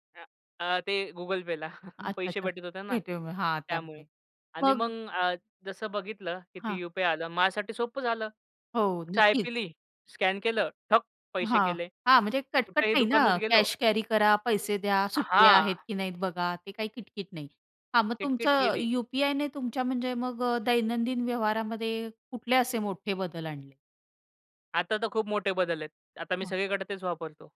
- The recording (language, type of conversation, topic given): Marathi, podcast, ऑनलाइन पेमेंट्स आणि यूपीआयने तुमचं आयुष्य कसं सोपं केलं?
- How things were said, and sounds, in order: chuckle; tapping; in English: "स्कॅन"